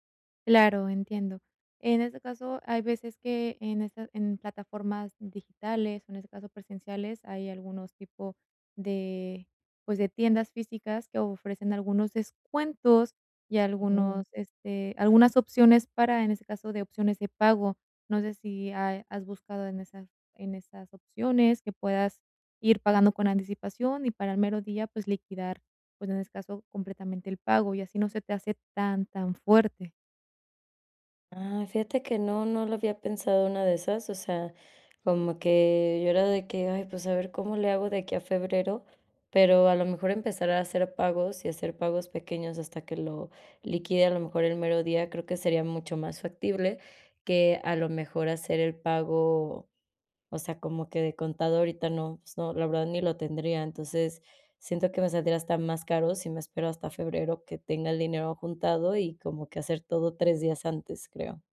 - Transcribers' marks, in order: other background noise
- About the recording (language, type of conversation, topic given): Spanish, advice, ¿Cómo puedo disfrutar de unas vacaciones con poco dinero y poco tiempo?